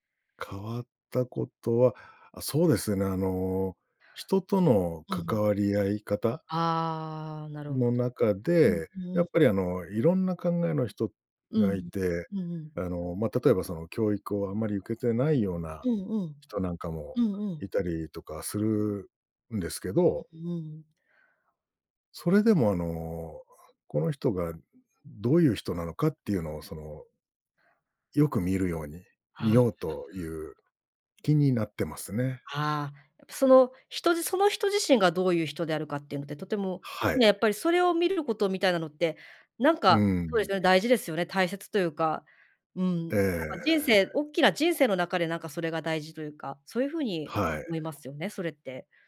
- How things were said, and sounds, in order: drawn out: "ああ"; other background noise
- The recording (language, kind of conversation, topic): Japanese, podcast, 旅をきっかけに人生観が変わった場所はありますか？